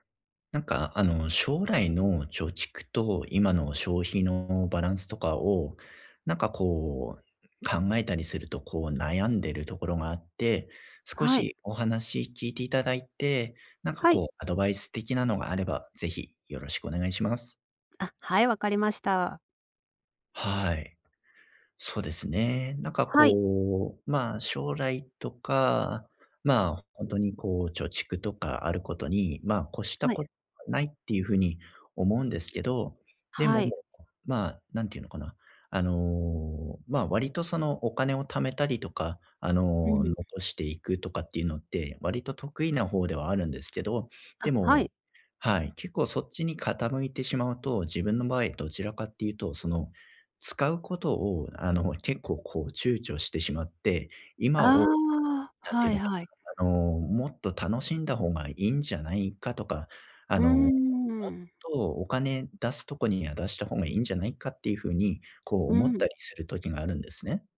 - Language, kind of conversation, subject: Japanese, advice, 将来の貯蓄と今の消費のバランスをどう取ればよいですか？
- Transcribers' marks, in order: other background noise; tapping